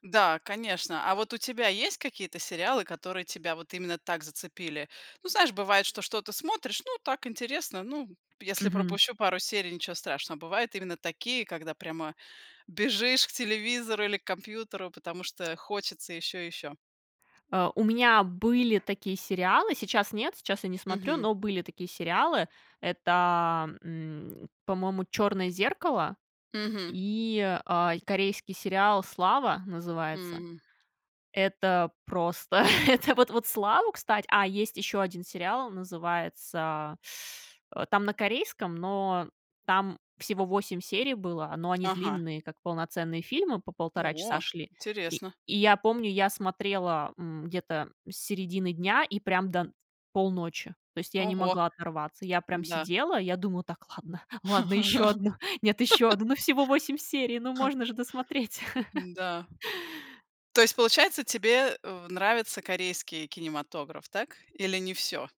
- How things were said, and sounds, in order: chuckle; tapping; put-on voice: "Так, ладно, ладно, еще одну … можно же досмотреть"; laugh; other noise; laugh; other background noise
- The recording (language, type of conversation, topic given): Russian, podcast, Почему, по-твоему, сериалы так затягивают?